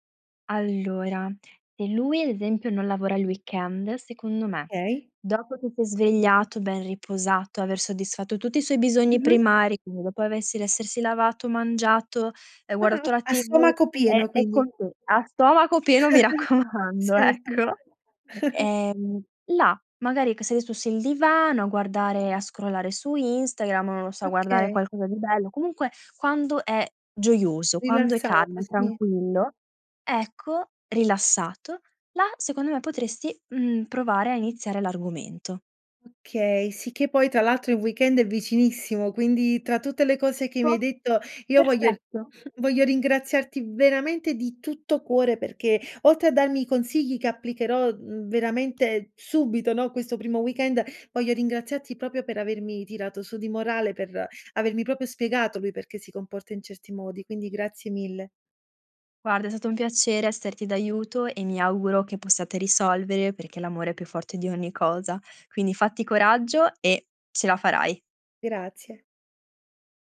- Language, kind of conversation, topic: Italian, advice, Come posso spiegare i miei bisogni emotivi al mio partner?
- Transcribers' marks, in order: other background noise; "Okay" said as "kay"; "guardato" said as "guarato"; chuckle; laughing while speaking: "raccomando, ecco"; chuckle; chuckle; "proprio" said as "propio"; "proprio" said as "propio"